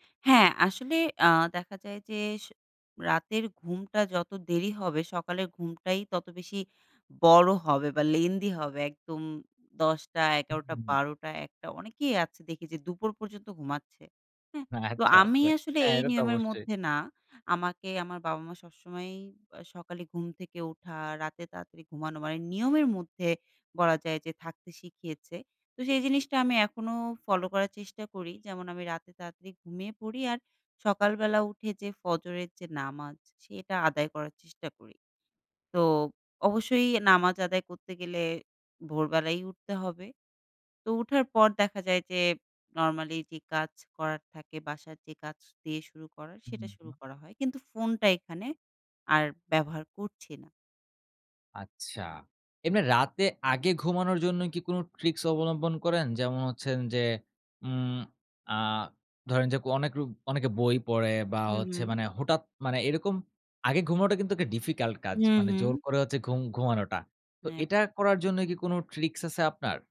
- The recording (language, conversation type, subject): Bengali, podcast, কোন ছোট অভ্যাস বদলে তুমি বড় পরিবর্তন এনেছ?
- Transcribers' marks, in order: tapping; laughing while speaking: "আচ্ছা, আচ্ছা"; "হঠাৎ" said as "হুঠাৎ"